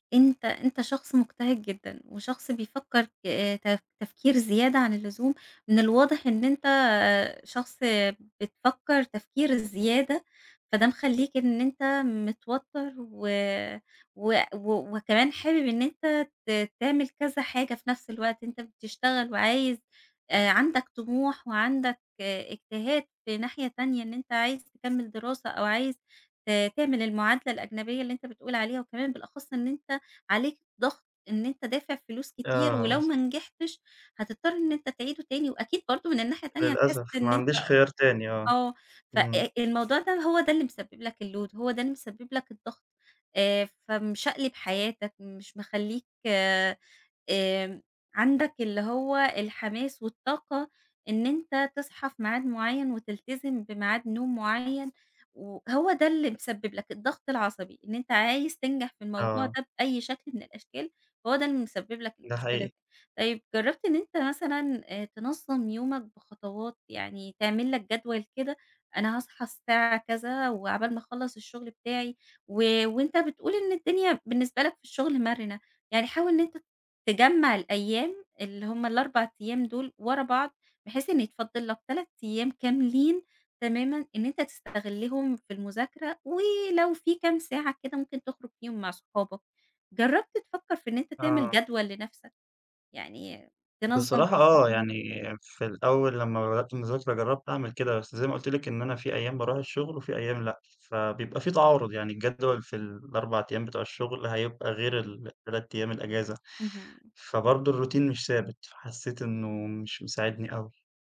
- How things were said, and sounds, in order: other background noise; in English: "الload"; in English: "الروتين"
- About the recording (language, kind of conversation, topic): Arabic, advice, إزاي جدول نومك المتقلب بيأثر على نشاطك وتركيزك كل يوم؟